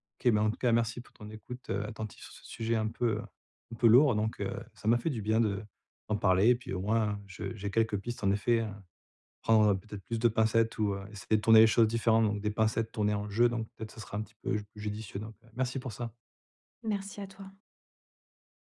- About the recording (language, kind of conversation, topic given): French, advice, Comment puis-je mettre fin aux disputes familiales qui reviennent sans cesse ?
- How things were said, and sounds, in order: none